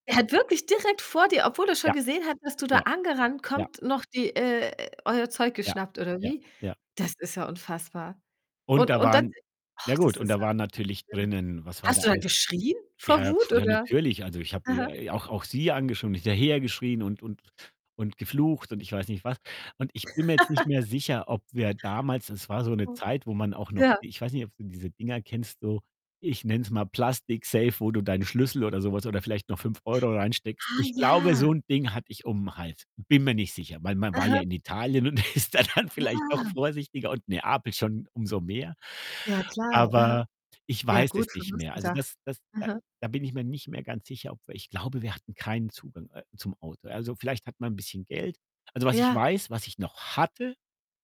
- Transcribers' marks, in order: distorted speech; unintelligible speech; lip trill; unintelligible speech; laugh; unintelligible speech; laughing while speaking: "ist da dann vielleicht"; unintelligible speech
- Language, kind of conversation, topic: German, podcast, Wann hast du unterwegs Geld verloren oder wurdest bestohlen?